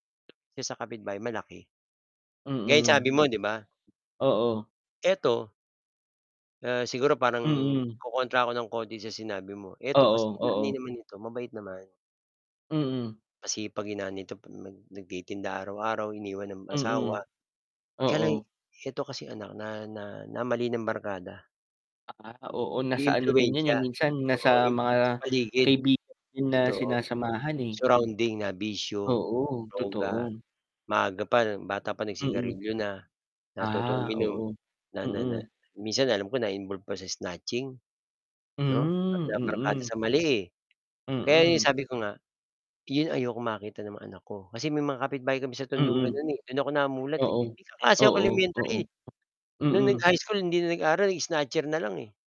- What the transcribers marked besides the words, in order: mechanical hum; static; distorted speech; other background noise; other noise; tapping; background speech
- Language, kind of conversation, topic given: Filipino, unstructured, Ano ang ginagawa mo kapag may taong palaging masama ang pagsagot sa iyo?